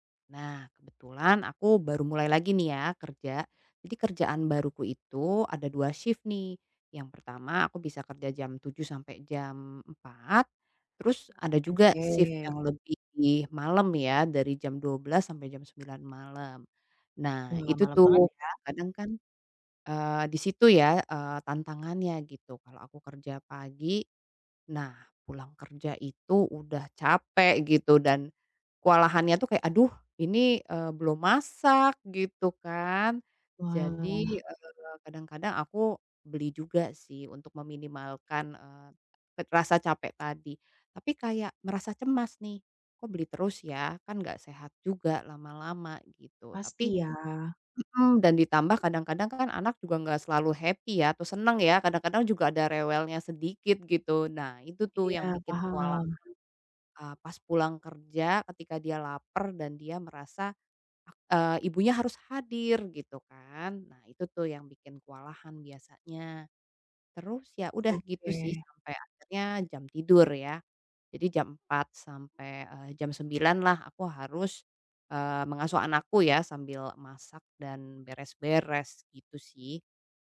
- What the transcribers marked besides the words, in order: other background noise; in English: "happy"
- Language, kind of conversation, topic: Indonesian, advice, Bagaimana cara menenangkan diri saat tiba-tiba merasa sangat kewalahan dan cemas?